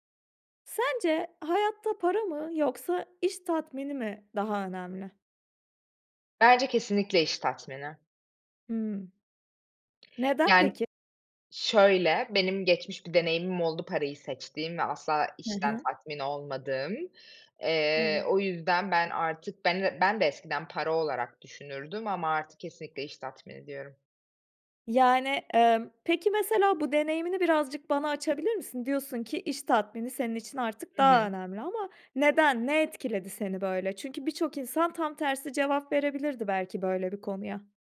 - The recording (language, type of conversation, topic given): Turkish, podcast, Para mı, iş tatmini mi senin için daha önemli?
- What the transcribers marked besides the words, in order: none